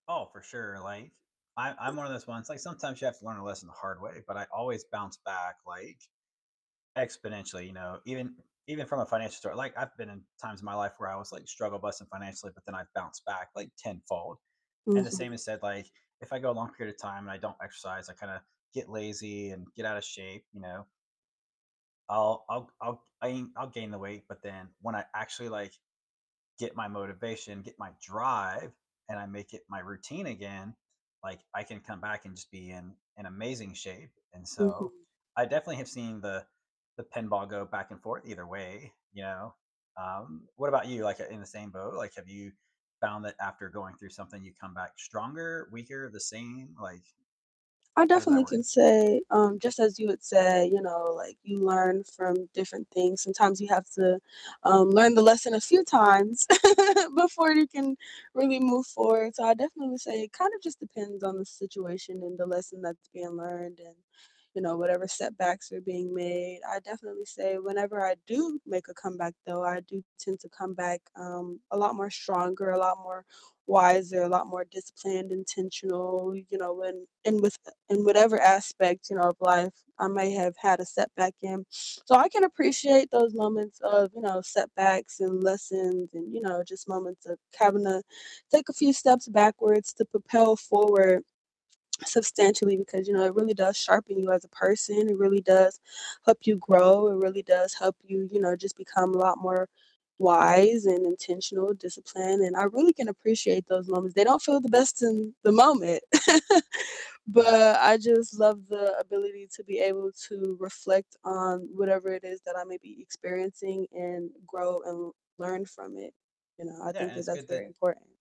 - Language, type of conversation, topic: English, unstructured, What is something you want to improve in your personal life this year, and what might help?
- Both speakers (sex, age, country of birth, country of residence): female, 20-24, United States, United States; male, 40-44, United States, United States
- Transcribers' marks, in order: other background noise; distorted speech; chuckle; chuckle